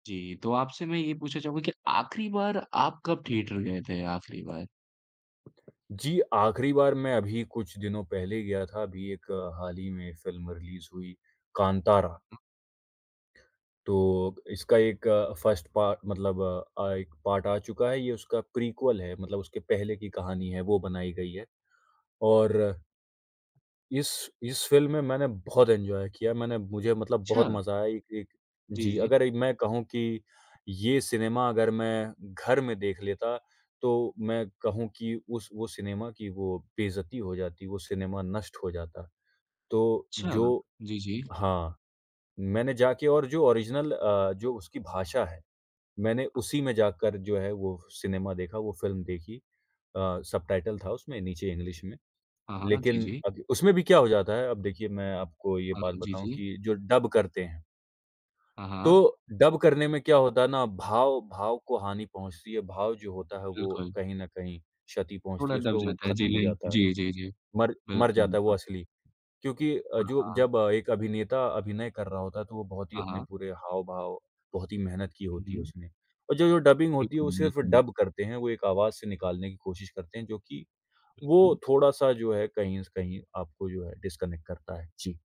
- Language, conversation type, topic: Hindi, podcast, क्या आपके लिए फिल्म देखने के लिए सिनेमाघर जाना आज भी खास है?
- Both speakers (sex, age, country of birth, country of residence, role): male, 20-24, India, India, host; male, 25-29, India, India, guest
- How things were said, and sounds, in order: tapping; in English: "रिलीज़"; other background noise; in English: "फर्स्ट"; in English: "पार्ट"; in English: "प्रीक्वल"; in English: "एन्जॉय"; in English: "ओरिजिनल"; in English: "सबटाइटल"; in English: "डब"; in English: "डब"; in English: "डबिंग"; in English: "डब"; in English: "डिस्कनेक्ट"